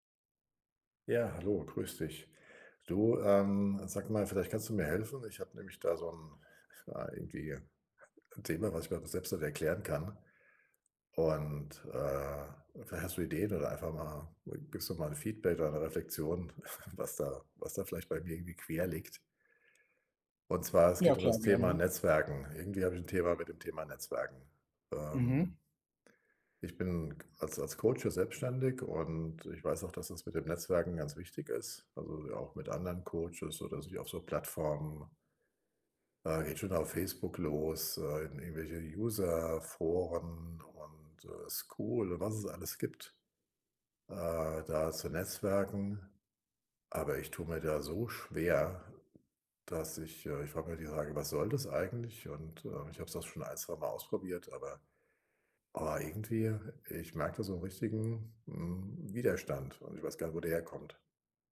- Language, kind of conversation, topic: German, advice, Wie baue ich in meiner Firma ein nützliches Netzwerk auf und pflege es?
- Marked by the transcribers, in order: chuckle; tapping; in English: "School"